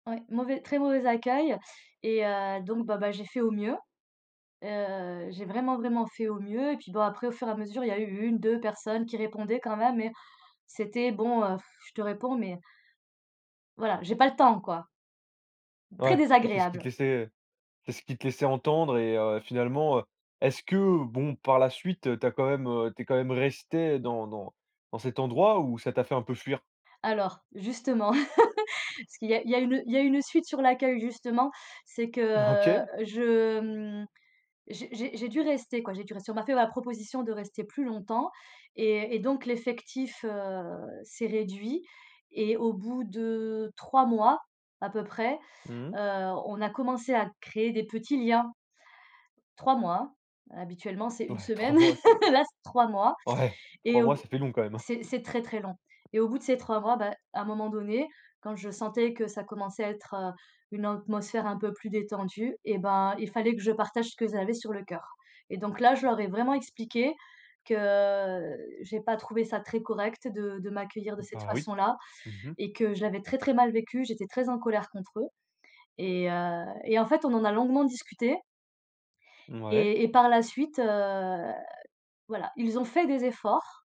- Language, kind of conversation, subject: French, podcast, Comment intégrer de nouveaux arrivants au sein d’un groupe ?
- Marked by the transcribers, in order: blowing; chuckle; laughing while speaking: "OK"; laugh; chuckle; tapping; drawn out: "que"; drawn out: "heu"; stressed: "fait"